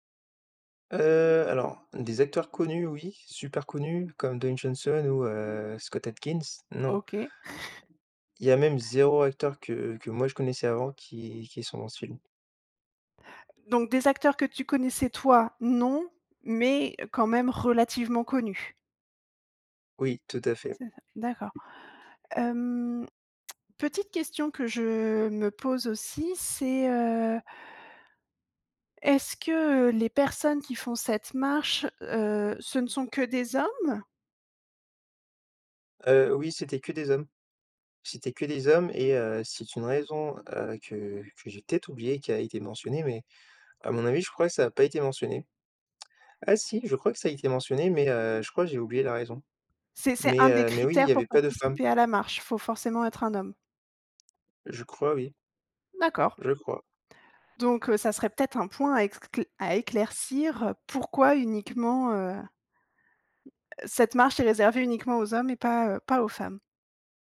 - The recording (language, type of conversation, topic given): French, podcast, Peux-tu me parler d’un film qui t’a marqué récemment ?
- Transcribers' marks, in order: other background noise; tapping; chuckle; other noise; tsk; tsk